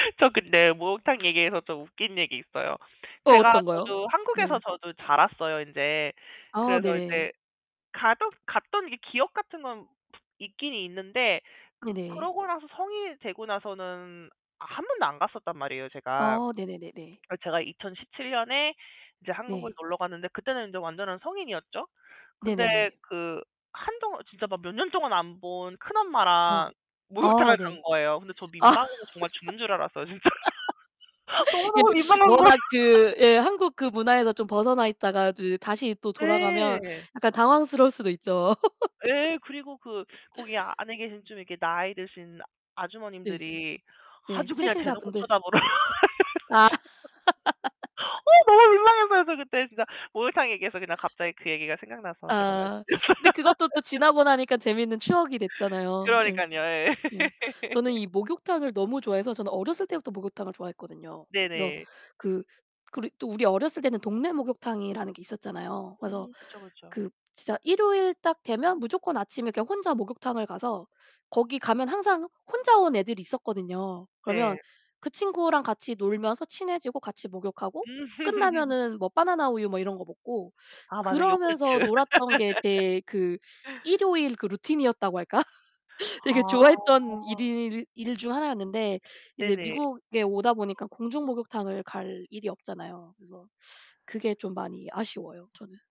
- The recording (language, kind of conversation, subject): Korean, unstructured, 일상 속에서 나를 행복하게 만드는 작은 순간은 무엇인가요?
- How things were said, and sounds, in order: tapping; other background noise; laughing while speaking: "목욕탕을"; laughing while speaking: "아"; laugh; distorted speech; laughing while speaking: "진짜. 너무, 너무 민망한 거예요"; laugh; laugh; laughing while speaking: "쳐다 보러"; laugh; laughing while speaking: "아"; laugh; laughing while speaking: "말씀드렸어요"; laugh; laugh; laugh; laugh; laugh